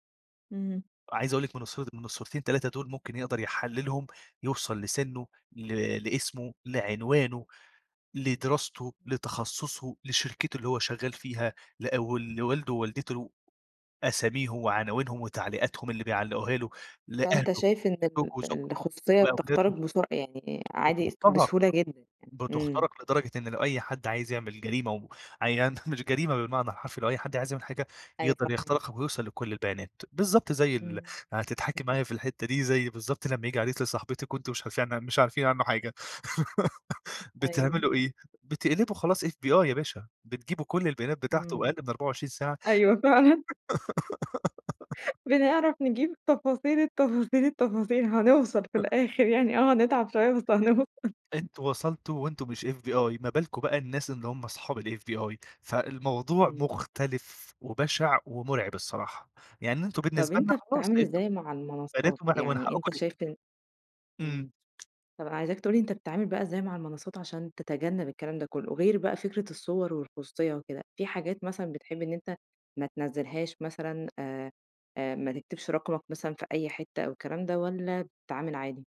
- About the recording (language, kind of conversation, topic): Arabic, podcast, إزاي المجتمعات هتتعامل مع موضوع الخصوصية في المستقبل الرقمي؟
- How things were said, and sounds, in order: tapping; unintelligible speech; laughing while speaking: "مش جريمة"; unintelligible speech; laugh; laughing while speaking: "أيوه فعلًا. بنعرف نجيب تفاصيل التفاصيل التفاصيل"; chuckle; giggle; other background noise; chuckle; laughing while speaking: "بس هنوصل"; unintelligible speech